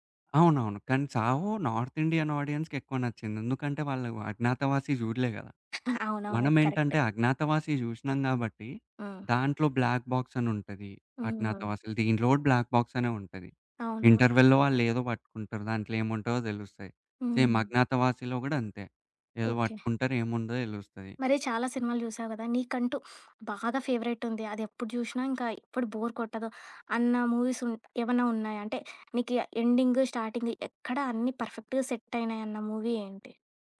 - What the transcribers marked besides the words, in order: in English: "నార్త్ ఇండియన్ ఆడియన్స్‌కెక్కువ"; giggle; in English: "కరెక్ట్"; other background noise; in English: "బ్లాక్"; in English: "బ్లాక్"; in English: "ఇంటర్వల్‌లో"; in English: "సేమ్"; sniff; in English: "బోర్"; in English: "మూవీస్"; in English: "ఎండింగ్, స్టార్టింగ్"; in English: "పర్ఫెక్ట్‌గా"; in English: "మూవీ"
- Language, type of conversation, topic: Telugu, podcast, సినిమా ముగింపు ప్రేక్షకుడికి సంతృప్తిగా అనిపించాలంటే ఏమేం విషయాలు దృష్టిలో పెట్టుకోవాలి?